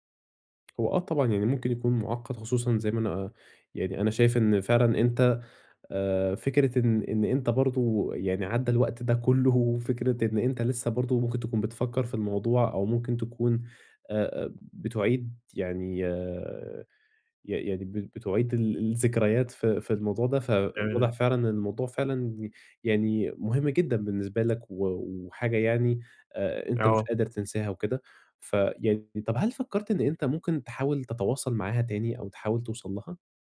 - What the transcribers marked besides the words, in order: tapping
- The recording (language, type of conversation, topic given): Arabic, advice, إزاي أوازن بين ذكرياتي والعلاقات الجديدة من غير ما أحس بالذنب؟